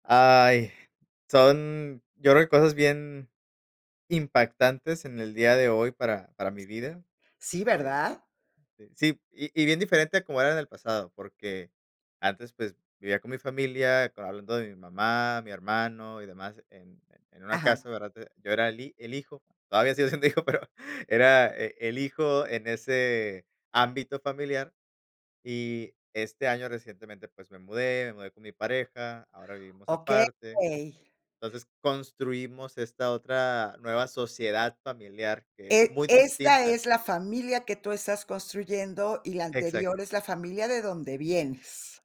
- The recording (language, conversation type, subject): Spanish, podcast, ¿Cómo equilibras trabajo, familia y aprendizaje?
- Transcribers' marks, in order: laughing while speaking: "todavía"; drawn out: "Okey"